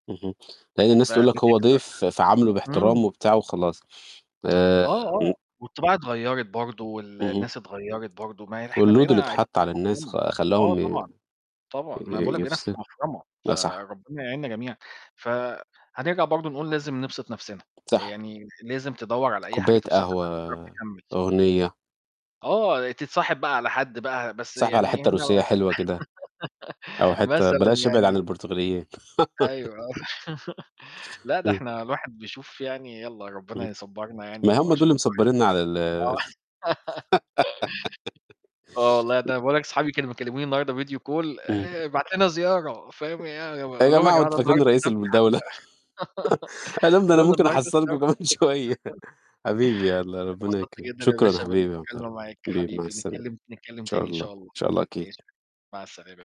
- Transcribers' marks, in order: distorted speech; unintelligible speech; tapping; in English: "والload"; giggle; laugh; laughing while speaking: "آه"; laugh; giggle; unintelligible speech; in English: "video call"; other background noise; laugh; laughing while speaking: "أقول لهم ده أنا ممكن أحصلكم كمان شوية"; laugh; chuckle; unintelligible speech
- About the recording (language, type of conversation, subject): Arabic, unstructured, إيه الحاجات البسيطة اللي بتفرّح قلبك كل يوم؟